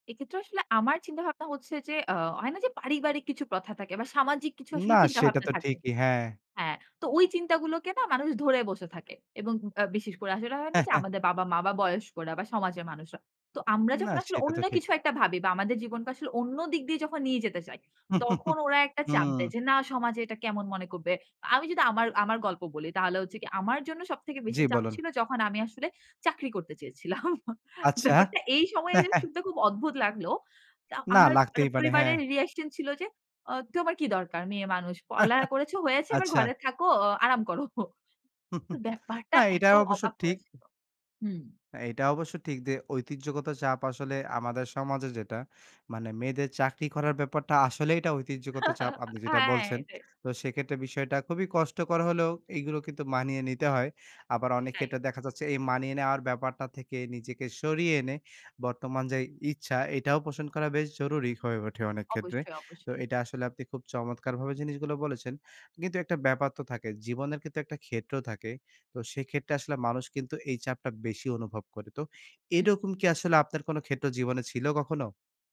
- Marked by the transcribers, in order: chuckle; other background noise; chuckle; chuckle; chuckle; chuckle; chuckle
- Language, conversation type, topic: Bengali, podcast, ঐতিহ্যগত চাপের মুখে আপনি কীভাবে নিজের অবস্থান বজায় রাখেন?